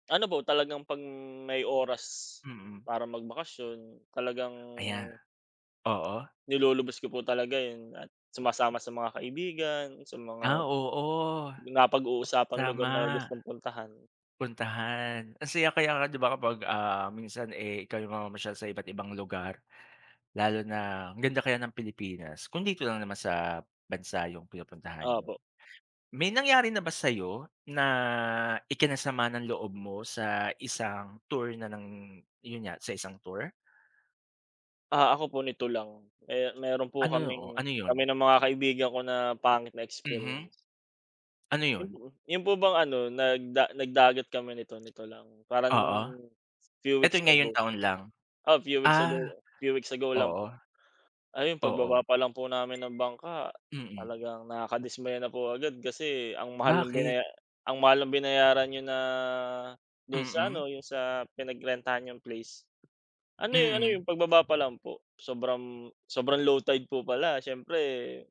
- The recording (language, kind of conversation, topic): Filipino, unstructured, Ano ang nangyari sa isang paglilibot na ikinasama ng loob mo?
- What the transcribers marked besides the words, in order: drawn out: "pang"; "'pag" said as "pang"; drawn out: "talagang"; in English: "few weeks ago"; in English: "few weeks ago few weeks ago"; alarm; drawn out: "na"